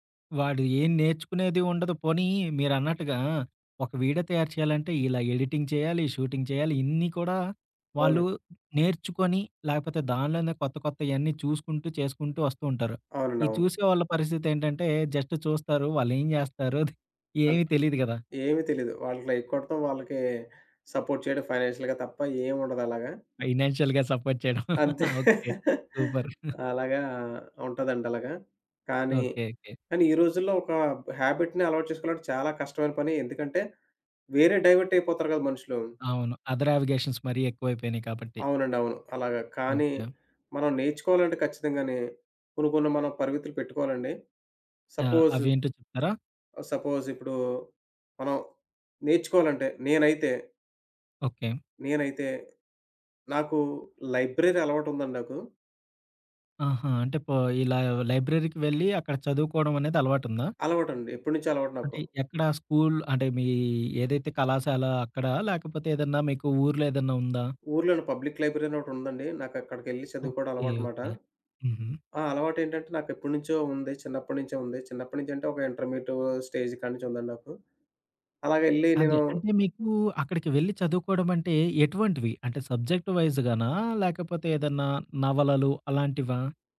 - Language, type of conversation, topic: Telugu, podcast, స్వయంగా నేర్చుకోవడానికి మీ రోజువారీ అలవాటు ఏమిటి?
- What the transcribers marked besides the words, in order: in English: "ఎడిటింగ్"; in English: "షూటింగ్"; in English: "జస్ట్"; in English: "లైక్"; in English: "సపోర్ట్"; in English: "ఫైనాన్షియల్‌గా"; laughing while speaking: "ఫైనాన్షియల్‌గా సపోర్ట్ చేయడం. ఓకే. సూపర్"; in English: "ఫైనాన్షియల్‌గా సపోర్ట్"; chuckle; in English: "సూపర్"; in English: "హ్యాబిట్‌ని"; in English: "అదర్ యావిగేషన్స్"; in English: "సపోజ్, సపోజ్"; in English: "లైబ్రరీ"; in English: "లైబ్రరీకి"; in English: "పబ్లిక్ లైబ్రరీ"; in English: "ఇంటర్మీడియట్ స్టేజ్"; in English: "సబ్జెక్ట్ వైజ్‌గానా"